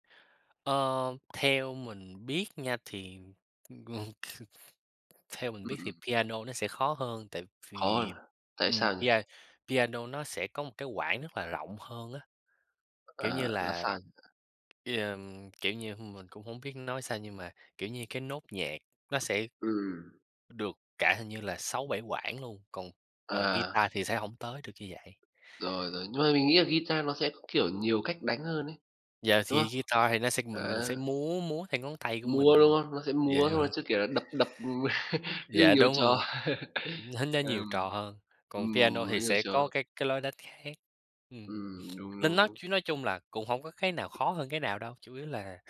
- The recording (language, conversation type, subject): Vietnamese, unstructured, Bạn nghĩ âm nhạc có thể thay đổi tâm trạng của bạn như thế nào?
- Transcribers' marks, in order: tapping; other background noise; chuckle; laugh; sniff